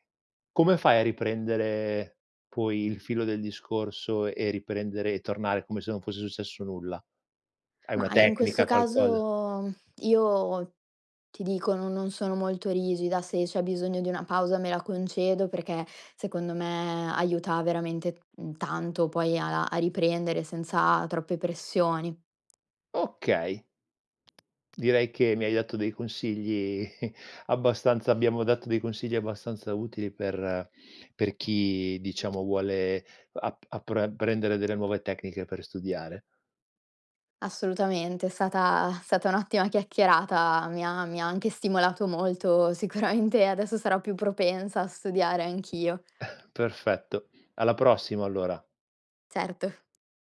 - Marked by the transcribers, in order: sigh; other background noise; chuckle; chuckle
- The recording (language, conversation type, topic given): Italian, podcast, Come costruire una buona routine di studio che funzioni davvero?